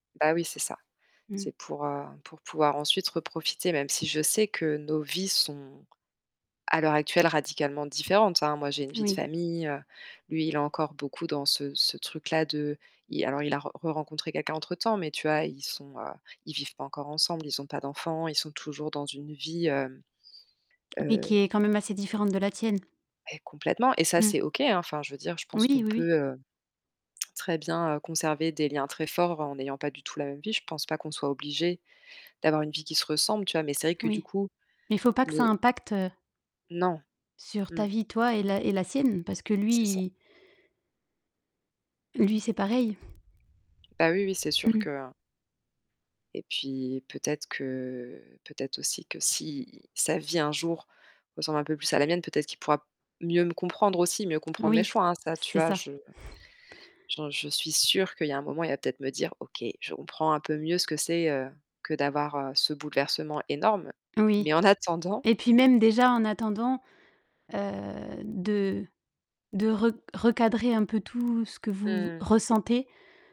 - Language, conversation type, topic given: French, advice, De quelle façon tes amitiés ont-elles évolué, et qu’est-ce qui déclenche ta peur d’être seul ?
- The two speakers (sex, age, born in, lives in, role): female, 30-34, France, France, advisor; female, 35-39, France, France, user
- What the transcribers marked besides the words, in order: distorted speech; tapping; chuckle; background speech